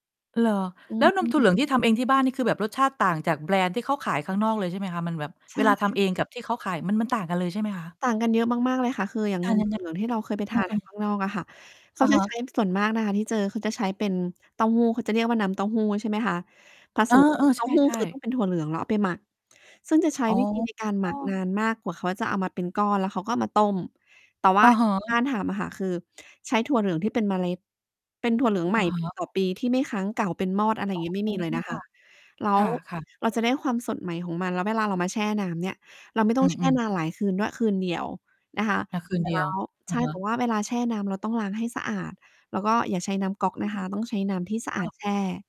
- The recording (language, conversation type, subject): Thai, podcast, มีมื้ออาหารมื้อไหนที่คุณยังจำรสชาติและบรรยากาศได้จนติดใจบ้าง เล่าให้ฟังหน่อยได้ไหม?
- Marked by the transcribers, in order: distorted speech; static